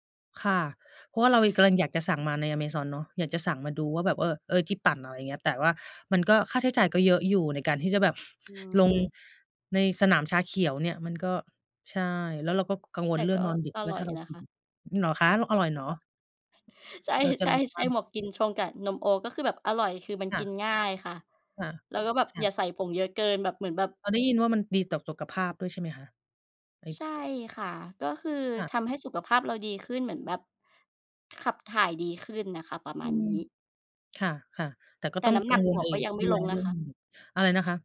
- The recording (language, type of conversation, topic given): Thai, unstructured, ระหว่างการนอนดึกกับการตื่นเช้า คุณคิดว่าแบบไหนเหมาะกับคุณมากกว่ากัน?
- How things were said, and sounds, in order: "กำลัง" said as "กะลัง"; other background noise; laughing while speaking: "ใช่ ๆ ๆ"; "โอ๊ต" said as "โอ๊ก"